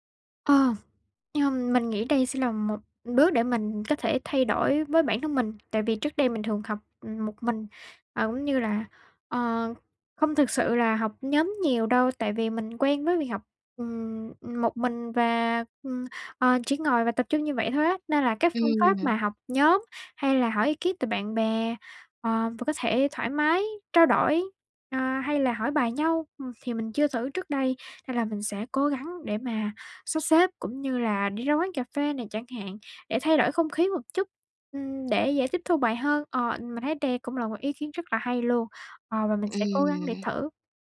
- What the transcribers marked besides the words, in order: other background noise; tapping
- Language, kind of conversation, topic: Vietnamese, advice, Làm thế nào để bỏ thói quen trì hoãn các công việc quan trọng?